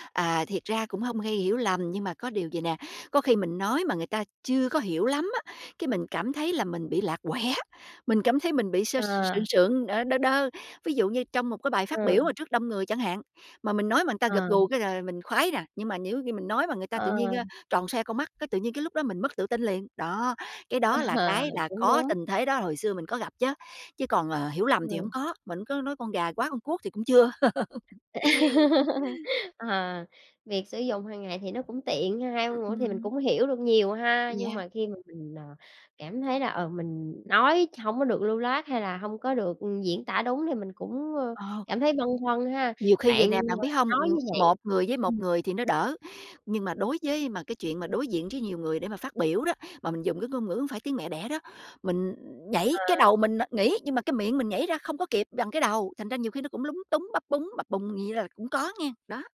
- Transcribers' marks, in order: laughing while speaking: "À"; tapping; laugh; other background noise
- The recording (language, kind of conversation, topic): Vietnamese, podcast, Việc nói nhiều ngôn ngữ ảnh hưởng đến bạn như thế nào?